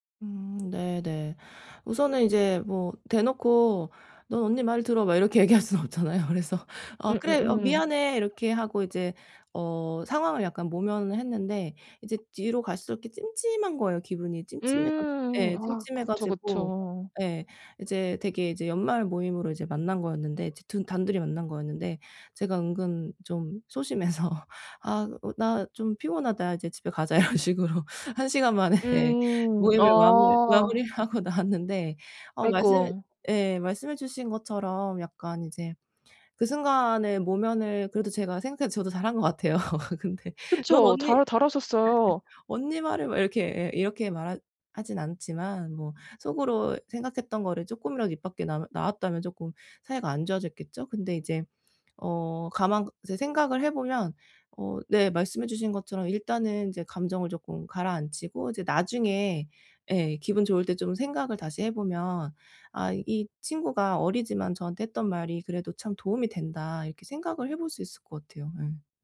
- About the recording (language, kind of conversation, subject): Korean, advice, 피드백을 받을 때 방어적이지 않게 수용하는 방법
- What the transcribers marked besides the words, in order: laughing while speaking: "얘기할 수는 없잖아요. 그래서"; laughing while speaking: "소심해서"; laughing while speaking: "이런 식으로 한 시간 만에 모임을 마물 마무리를 하고 나왔는데"; laughing while speaking: "같아요. 근데"; laugh